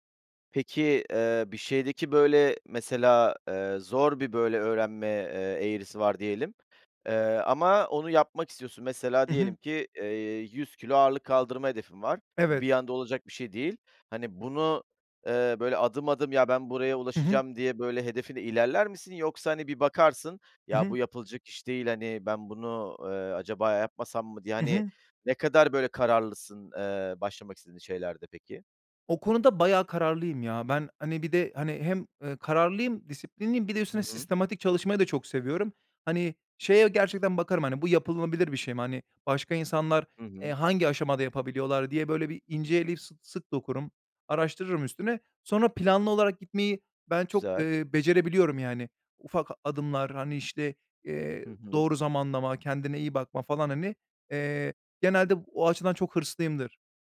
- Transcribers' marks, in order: "yapılabilir" said as "yapılınabilir"; other background noise
- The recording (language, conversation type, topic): Turkish, podcast, Yeni bir şeye başlamak isteyenlere ne önerirsiniz?